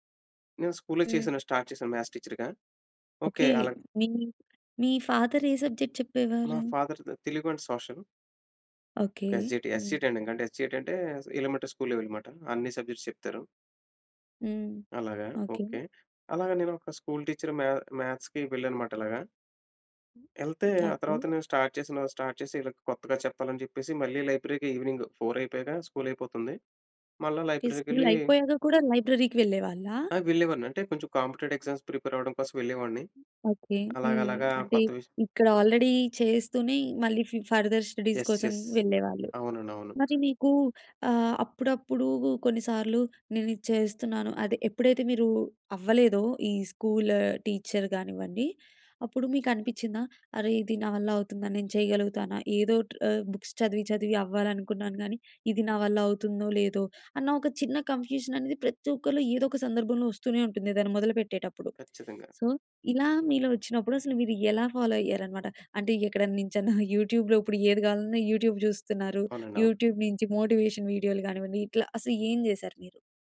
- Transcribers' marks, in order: in English: "స్టార్ట్"; in English: "మ్యాథ్స్ టీచర్‌గా"; in English: "ఫాదర్"; in English: "ఫాదర్"; in English: "అండ్ సోషల్"; in English: "యస్ జి టి, యస్ జి టి ట్రైనింగ్"; in English: "యస్ జి టి"; in English: "ఎలిమెంటరీ స్కూల్ లెవెల్"; in English: "సబ్జెక్ట్స్"; in English: "స్కూల్ టీచర్ మ్యా మ్యాథ్స్‌కి"; other noise; in English: "స్టార్ట్"; in English: "స్టార్ట్"; in English: "లైబ్రరీకి ఈవెనింగ్ ఫోర్"; in English: "స్కూల్"; in English: "కాంపిటేటివ్ ఎగ్జామ్స్"; in English: "ఆల్రెడీ"; in English: "ఫర్దర్ స్టడీస్"; in English: "యెస్. యెస్"; in English: "బుక్స్"; in English: "కన్‌ఫ్యూజన్"; in English: "సో"; in English: "ఫాలో"; laughing while speaking: "ఎక్కడనుంచన్నా"; in English: "మోటివేషన్"
- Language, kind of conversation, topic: Telugu, podcast, కొత్త విషయాలను నేర్చుకోవడం మీకు ఎందుకు ఇష్టం?